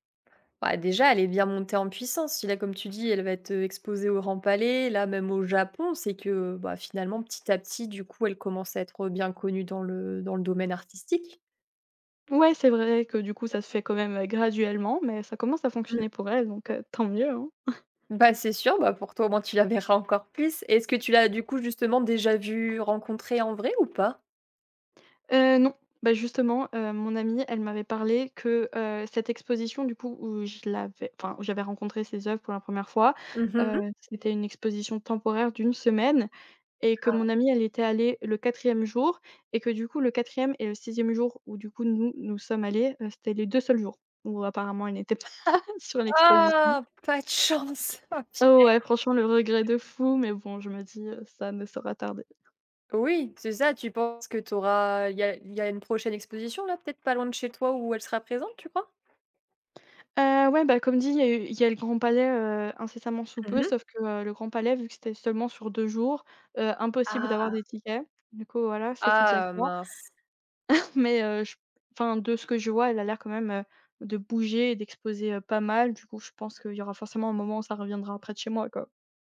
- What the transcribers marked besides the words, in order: chuckle; other background noise; laughing while speaking: "pas"; laughing while speaking: "chance, oh punaise"; unintelligible speech; chuckle
- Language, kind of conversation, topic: French, podcast, Quel artiste français considères-tu comme incontournable ?
- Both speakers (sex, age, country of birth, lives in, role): female, 20-24, France, France, guest; female, 25-29, France, France, host